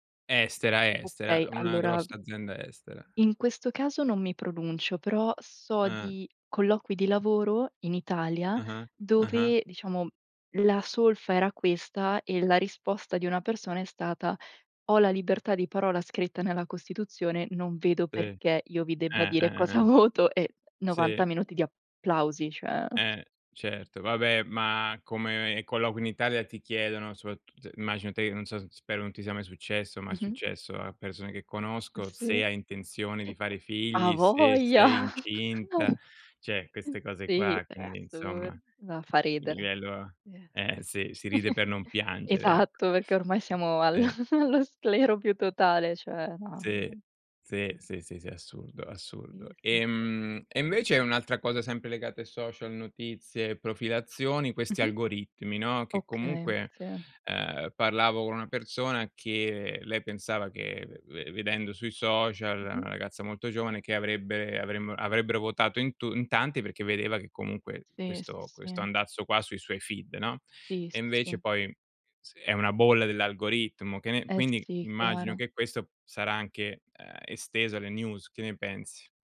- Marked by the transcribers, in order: tapping; laughing while speaking: "cosa voto"; other background noise; gasp; chuckle; "cioè" said as "ceh"; chuckle; laughing while speaking: "esatto"; laughing while speaking: "al allo sclero"; "cioè" said as "ceh"; other noise; in English: "feed"; unintelligible speech; in English: "news"
- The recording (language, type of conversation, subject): Italian, unstructured, Come pensi che i social media influenzino le notizie quotidiane?